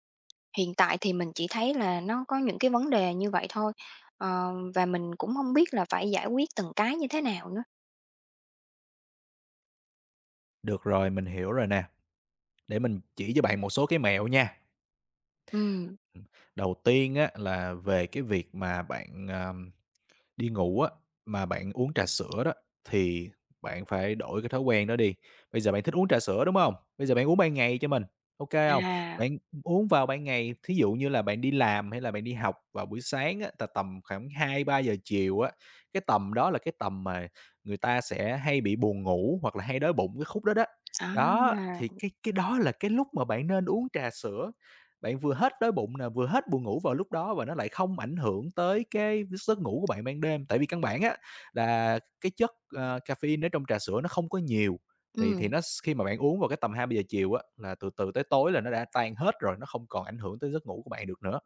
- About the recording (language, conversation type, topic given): Vietnamese, advice, Tôi thường thức dậy nhiều lần giữa đêm và cảm thấy không ngủ đủ, tôi nên làm gì?
- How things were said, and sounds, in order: tapping; other background noise